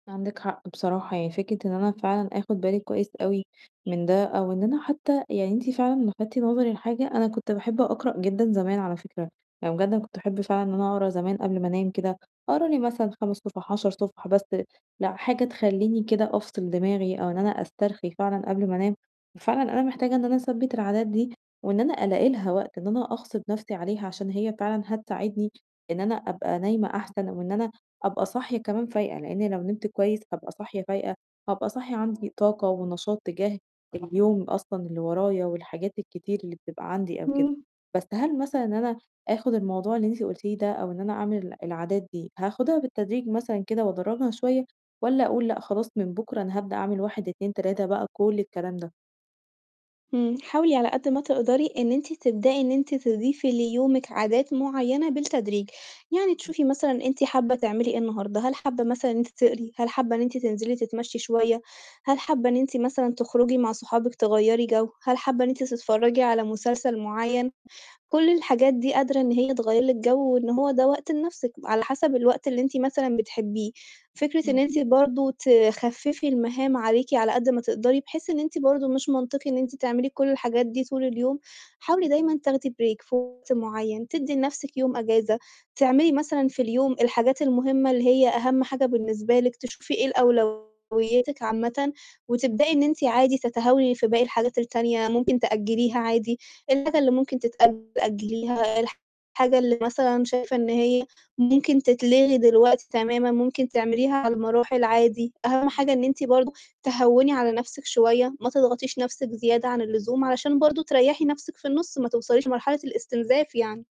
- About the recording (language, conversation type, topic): Arabic, advice, إزاي أغيّر عاداتي المسائية عشان تبقى جزء من روتين ثابت كل يوم؟
- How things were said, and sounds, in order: tapping; other background noise; in English: "break"; distorted speech